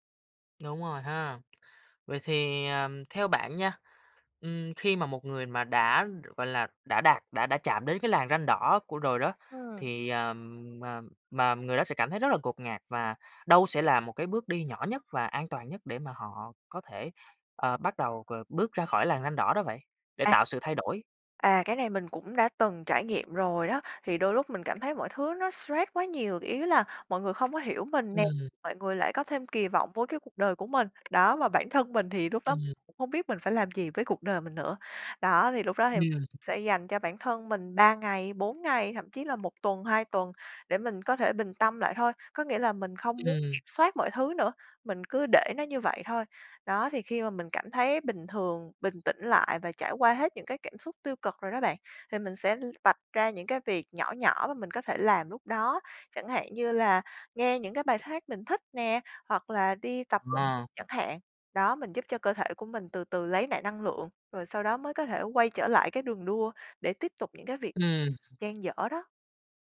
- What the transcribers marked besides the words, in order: tapping; other background noise; unintelligible speech; chuckle
- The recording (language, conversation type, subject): Vietnamese, podcast, Gia đình ảnh hưởng đến những quyết định quan trọng trong cuộc đời bạn như thế nào?